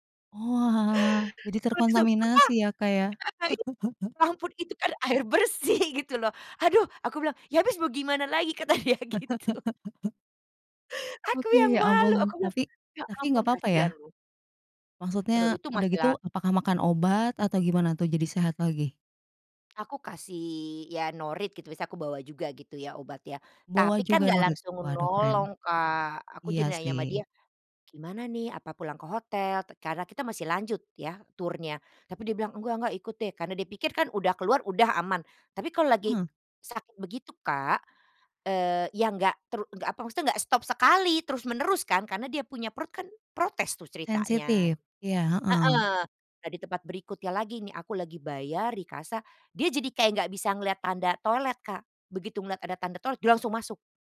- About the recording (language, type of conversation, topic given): Indonesian, podcast, Apa momen paling lucu yang pernah kamu alami saat jalan-jalan?
- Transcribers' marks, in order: unintelligible speech; laughing while speaking: "air bersih gitu loh"; chuckle; laughing while speaking: "kata dia gitu"; laugh; "toilet" said as "tolet"; "toilet" said as "tolet"